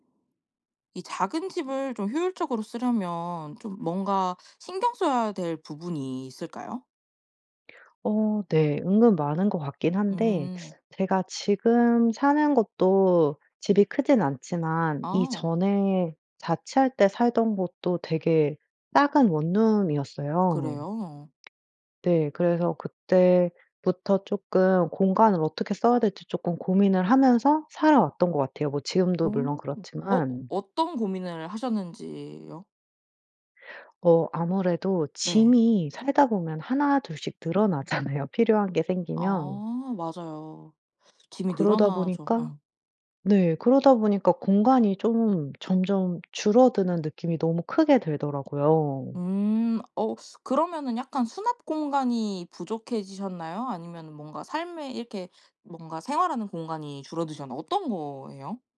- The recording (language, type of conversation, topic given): Korean, podcast, 작은 집을 효율적으로 사용하는 방법은 무엇인가요?
- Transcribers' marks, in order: other background noise; laughing while speaking: "늘어나잖아요"